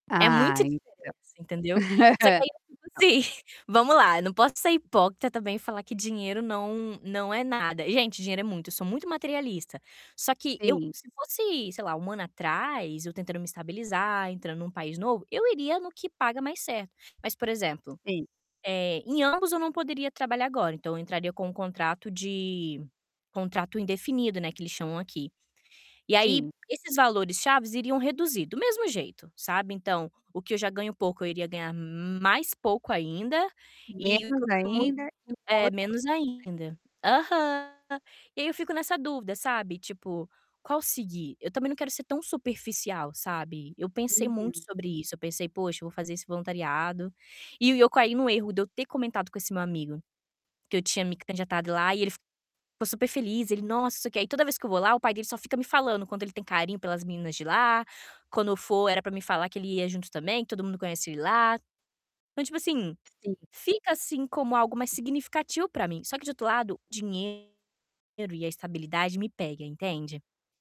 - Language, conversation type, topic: Portuguese, advice, Como posso mudar de carreira para algo mais significativo?
- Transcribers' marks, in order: static; distorted speech; laugh; unintelligible speech; tapping; unintelligible speech; unintelligible speech